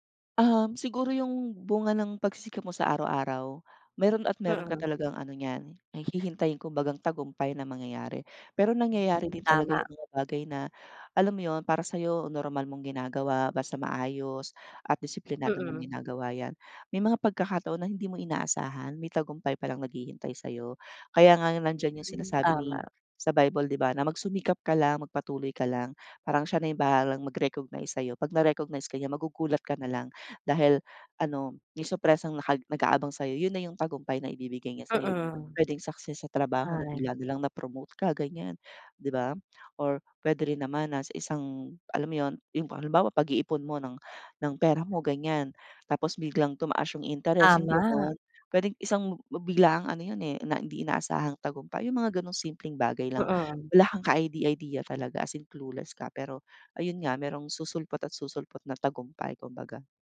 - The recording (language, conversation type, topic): Filipino, podcast, Anong kuwento mo tungkol sa isang hindi inaasahang tagumpay?
- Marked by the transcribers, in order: other noise; in English: "as in clueless"